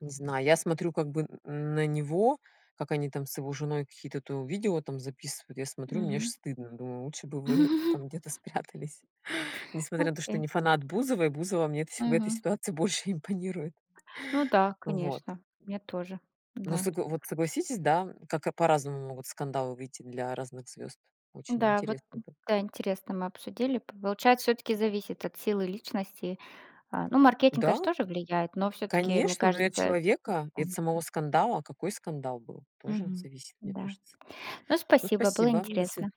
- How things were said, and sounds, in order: laugh; laughing while speaking: "спрятались"; laughing while speaking: "больше импонирует"; tapping
- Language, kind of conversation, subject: Russian, unstructured, Почему звёзды шоу-бизнеса так часто оказываются в скандалах?